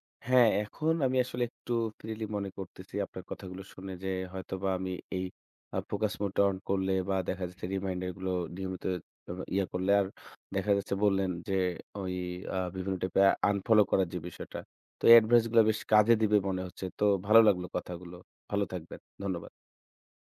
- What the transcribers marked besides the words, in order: in English: "focus mode"
- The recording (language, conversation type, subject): Bengali, advice, রাতে স্ক্রিন সময় বেশি থাকলে কি ঘুমের সমস্যা হয়?